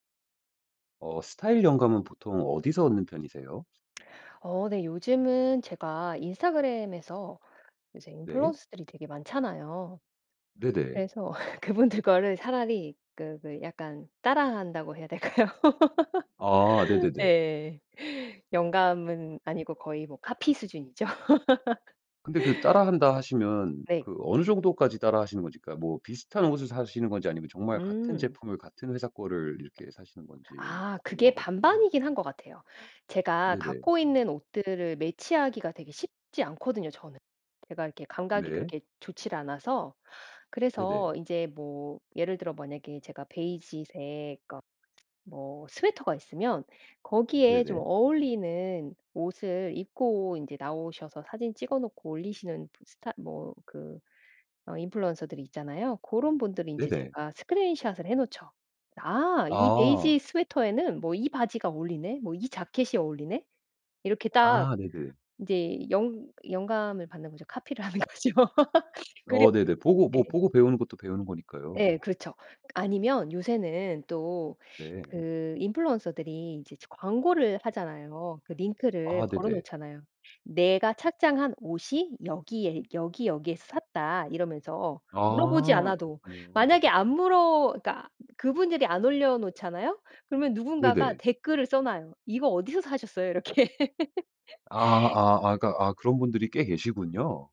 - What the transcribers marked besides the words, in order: other background noise; laughing while speaking: "그분들 거를"; laughing while speaking: "될까요?"; laugh; laugh; laughing while speaking: "카피를 하는 거죠"; laugh; laughing while speaking: "이렇게"; laugh
- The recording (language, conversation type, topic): Korean, podcast, 스타일 영감은 보통 어디서 얻나요?